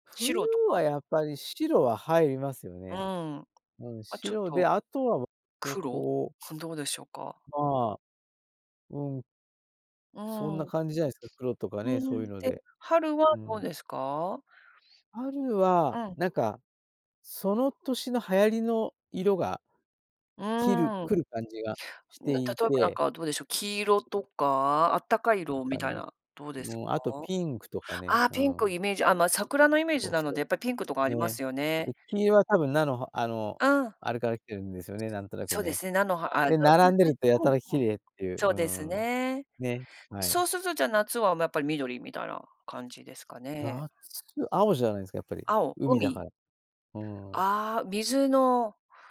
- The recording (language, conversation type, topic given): Japanese, podcast, 季節の移り変わりから、あなたは何を感じますか？
- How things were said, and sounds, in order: tapping; unintelligible speech